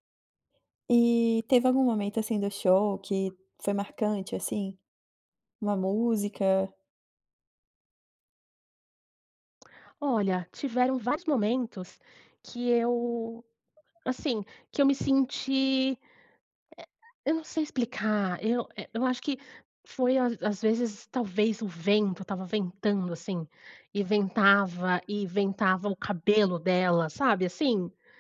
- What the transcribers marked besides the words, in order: none
- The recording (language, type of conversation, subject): Portuguese, podcast, Qual foi o show ao vivo que mais te marcou?